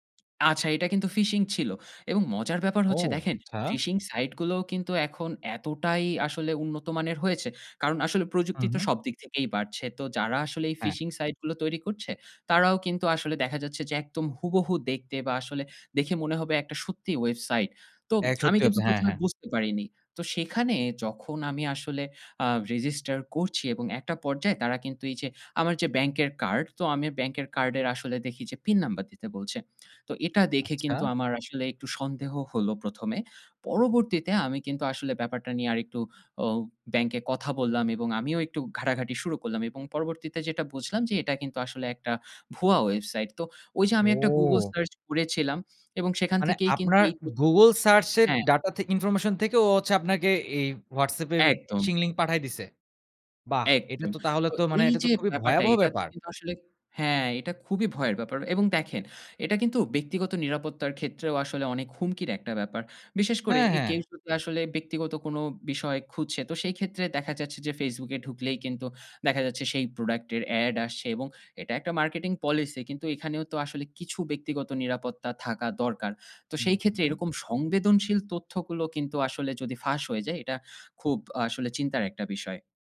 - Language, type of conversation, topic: Bengali, podcast, ডাটা প্রাইভেসি নিয়ে আপনি কী কী সতর্কতা নেন?
- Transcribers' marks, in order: lip smack; unintelligible speech; surprised: "খুবই ভয়াবহ ব্যাপার!"; in English: "marketing policy"; unintelligible speech